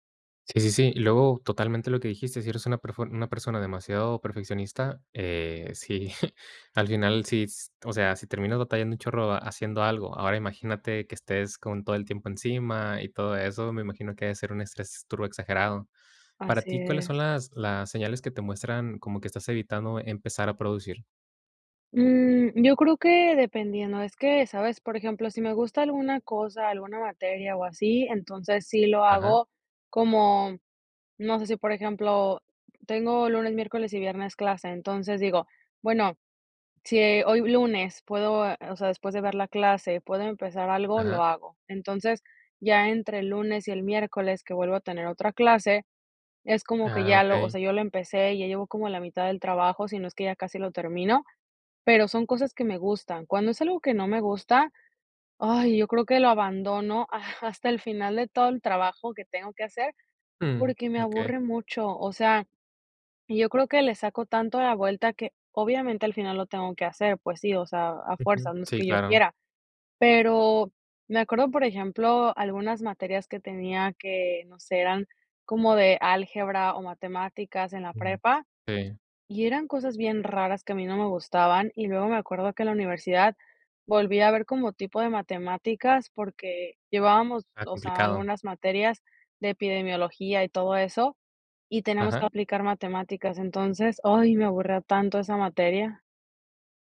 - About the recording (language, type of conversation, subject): Spanish, podcast, ¿Cómo evitas procrastinar cuando tienes que producir?
- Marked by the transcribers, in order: giggle; giggle